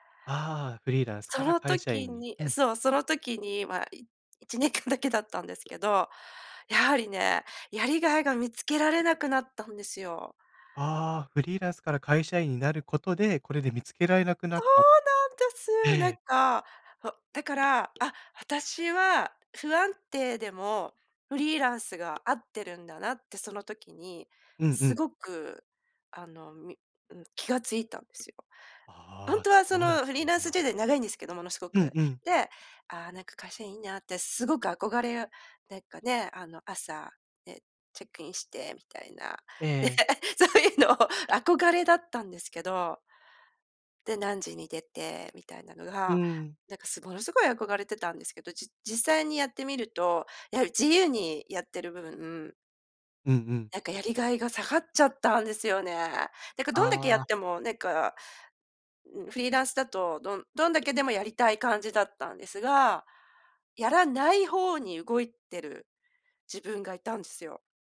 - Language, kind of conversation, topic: Japanese, podcast, 仕事でやりがいをどう見つけましたか？
- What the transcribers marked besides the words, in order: laughing while speaking: "いちねんかん だけだったんですけど"; joyful: "そうなんです"; laughing while speaking: "で、そういうの"